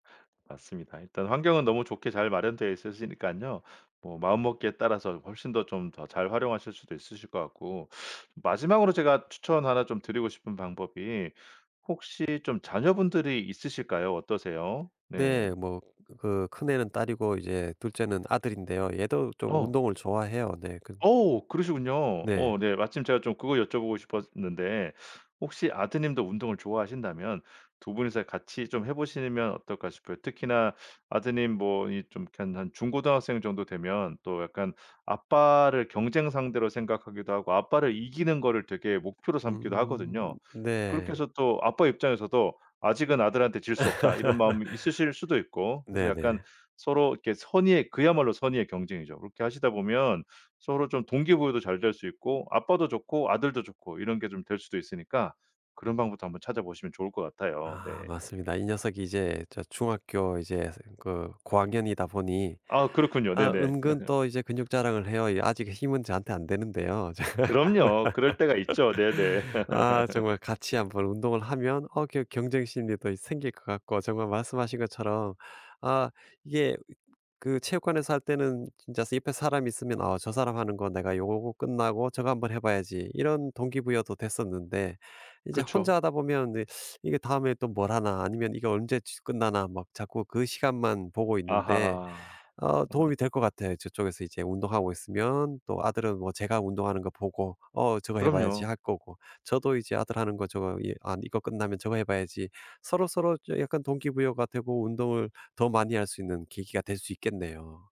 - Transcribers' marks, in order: tapping; laugh; other background noise; laugh; laugh; laugh; teeth sucking; laugh
- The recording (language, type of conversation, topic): Korean, advice, 반복되는 미루기 습관 때문에 목표 달성에 자꾸 실패하는데, 어떻게 하면 고칠 수 있을까요?